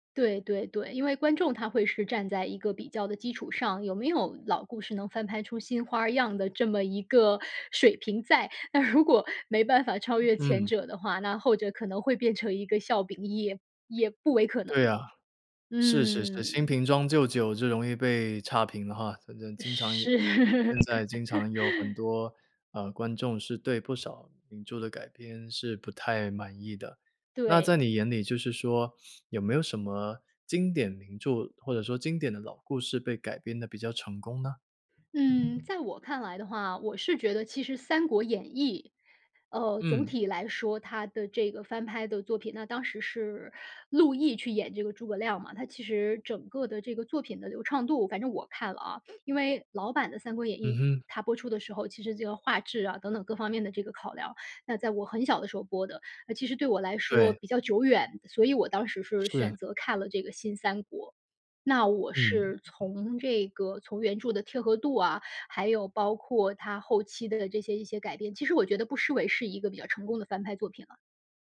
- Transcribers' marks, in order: laughing while speaking: "如果"; other background noise; laugh
- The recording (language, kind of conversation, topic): Chinese, podcast, 为什么老故事总会被一再翻拍和改编？